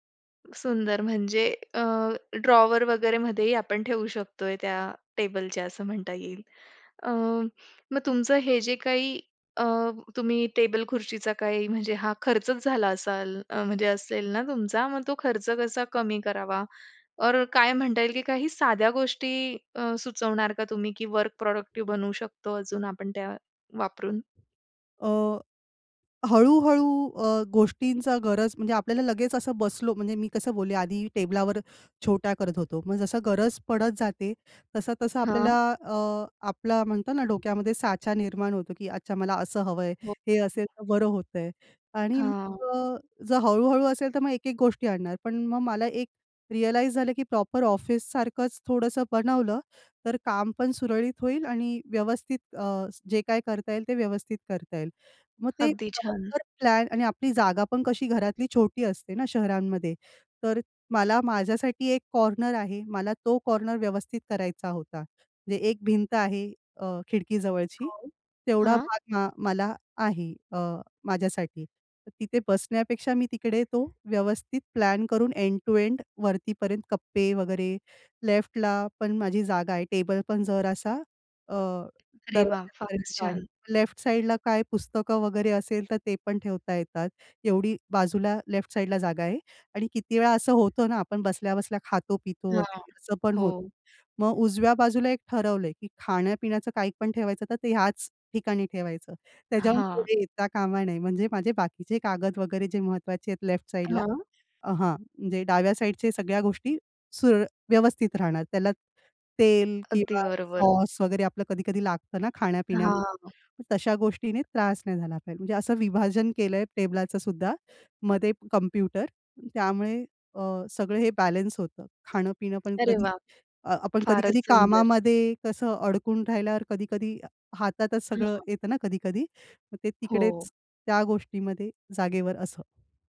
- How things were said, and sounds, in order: tapping; other background noise; in English: "रिअलाईज"; in English: "प्रॉपर"; in English: "प्रॉपर प्लॅन"; in English: "कॉर्नर"; in English: "कॉर्नर"; in English: "एंड टू एंड"
- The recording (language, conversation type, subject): Marathi, podcast, कार्यक्षम कामाची जागा कशी तयार कराल?